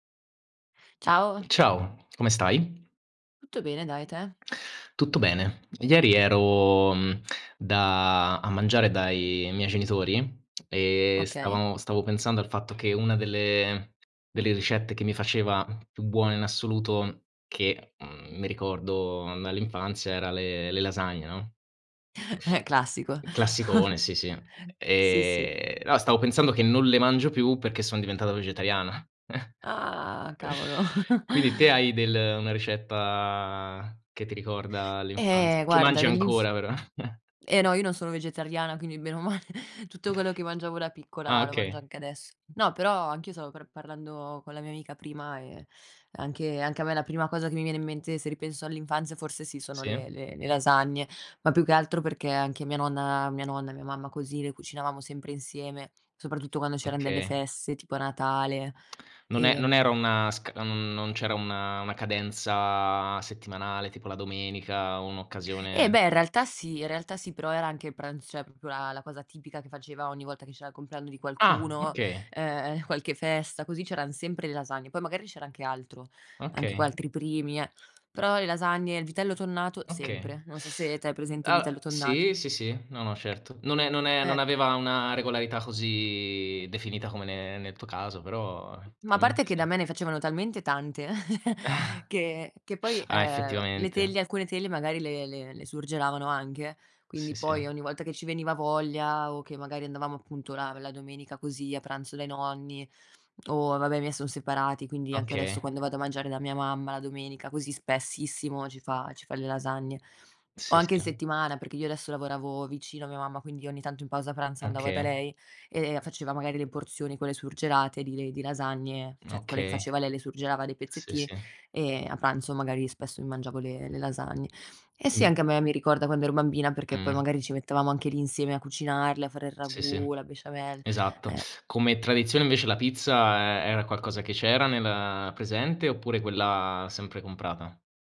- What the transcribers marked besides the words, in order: other background noise; chuckle; tapping; chuckle; chuckle; chuckle; chuckle; "c'erano" said as "eran"; tongue click; "cioè" said as "ceh"; "proprio" said as "propro"; "c'erano" said as "eran"; teeth sucking; "effettivamente" said as "fettivamente"; giggle; chuckle; "cioè" said as "ceh"; "mettevamo" said as "mettavamo"
- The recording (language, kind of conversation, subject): Italian, unstructured, Qual è la ricetta che ti ricorda l’infanzia?
- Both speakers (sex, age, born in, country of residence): female, 25-29, Italy, Italy; male, 25-29, Italy, Italy